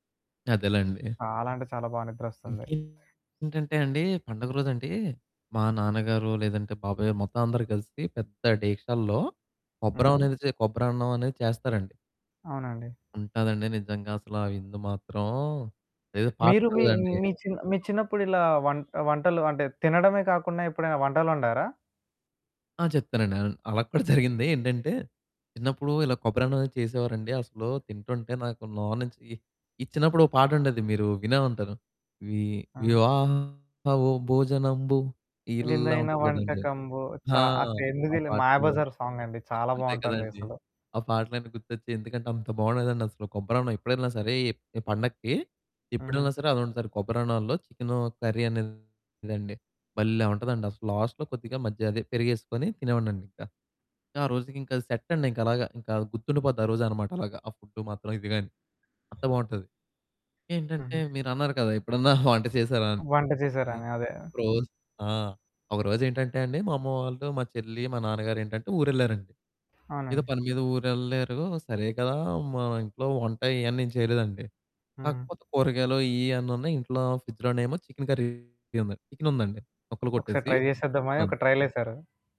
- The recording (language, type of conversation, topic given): Telugu, podcast, మీ చిన్నప్పటి విందులు మీకు ఇప్పటికీ గుర్తున్నాయా?
- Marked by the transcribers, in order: other background noise; distorted speech; in English: "పాట్నర్‌దండి"; chuckle; singing: "వివాహ ఓ భోజనంబు"; chuckle; in English: "చికెన్ కర్రీ"; in English: "ట్రై"